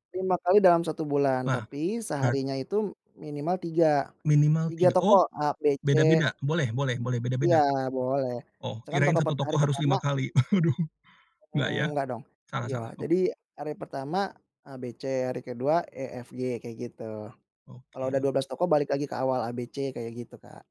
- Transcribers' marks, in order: other background noise; chuckle; laughing while speaking: "Waduh"
- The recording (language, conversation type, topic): Indonesian, podcast, Menurutmu, apa tanda-tanda awal seseorang mulai mengalami kelelahan kerja di tempat kerja?